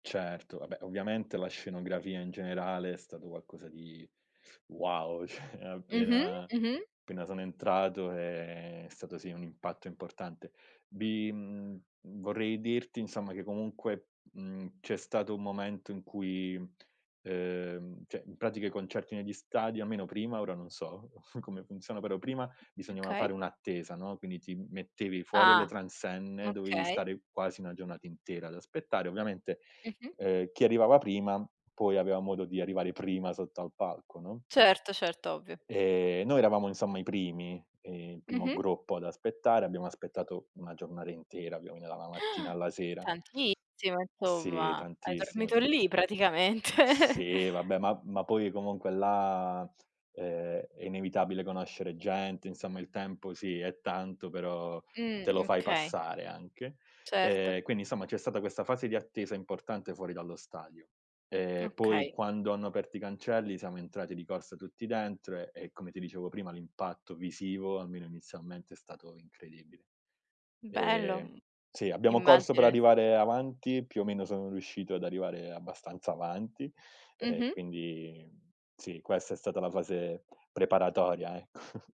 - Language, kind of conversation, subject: Italian, podcast, Qual è un concerto che ti ha segnato e perché?
- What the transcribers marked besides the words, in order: laughing while speaking: "cioè"; drawn out: "è"; chuckle; other background noise; "giornata" said as "giornara"; "quindi" said as "quinni"; gasp; laughing while speaking: "praticamente"; chuckle